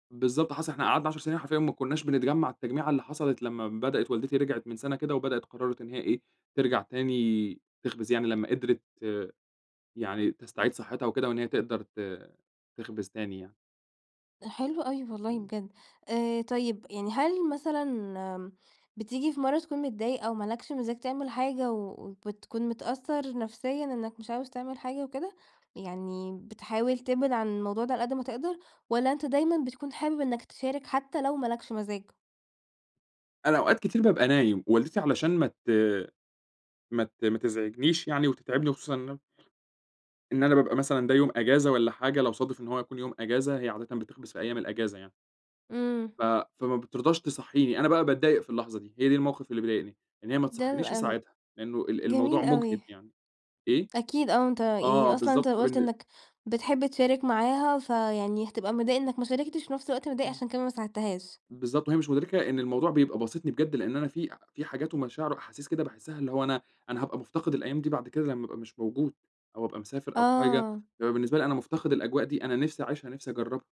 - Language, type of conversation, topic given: Arabic, podcast, إيه طقوسكم وإنتوا بتخبزوا عيش في البيت؟
- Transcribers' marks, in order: other background noise; tapping